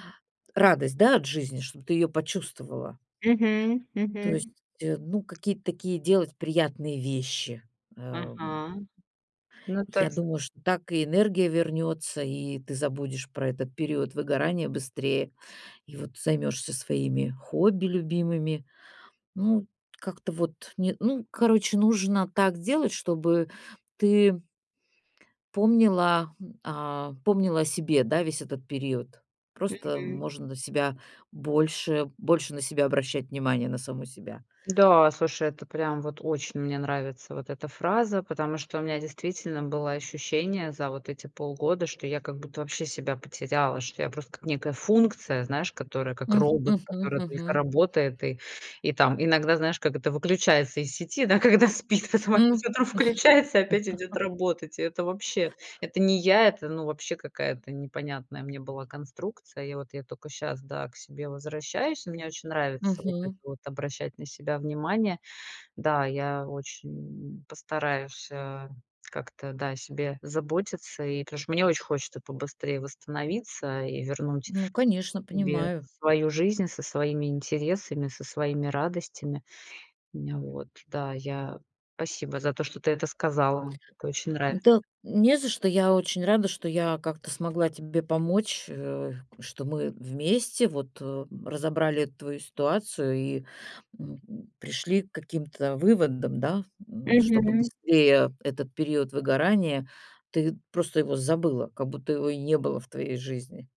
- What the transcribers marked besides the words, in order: tapping; other background noise; laughing while speaking: "да, когда спит, потом опять утром включается"; laugh
- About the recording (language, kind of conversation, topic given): Russian, advice, Как справиться с утратой интереса к любимым хобби и к жизни после выгорания?